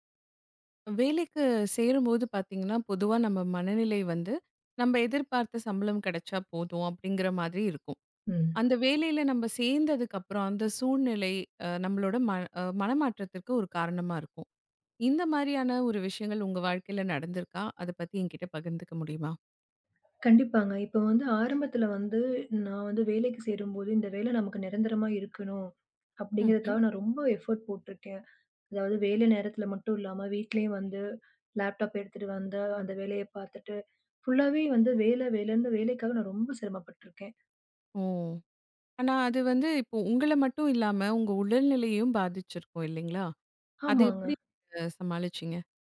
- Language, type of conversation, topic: Tamil, podcast, சம்பளமும் வேலைத் திருப்தியும்—இவற்றில் எதற்கு நீங்கள் முன்னுரிமை அளிக்கிறீர்கள்?
- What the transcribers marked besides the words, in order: in English: "எஃபர்ட்"; in English: "லேப்டாப்"; in English: "ஃபுல்லாவே"; other noise